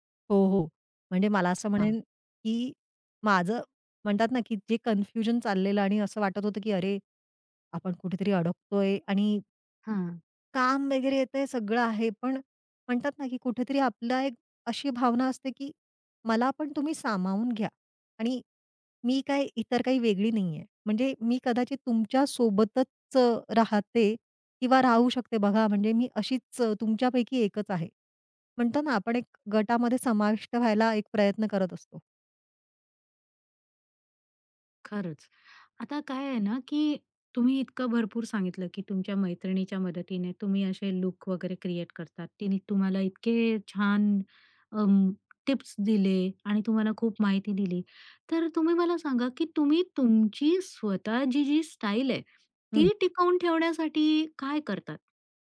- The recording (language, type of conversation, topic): Marathi, podcast, मित्रमंडळींपैकी कोणाचा पेहरावाचा ढंग तुला सर्वात जास्त प्रेरित करतो?
- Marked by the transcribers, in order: other noise; other background noise; tapping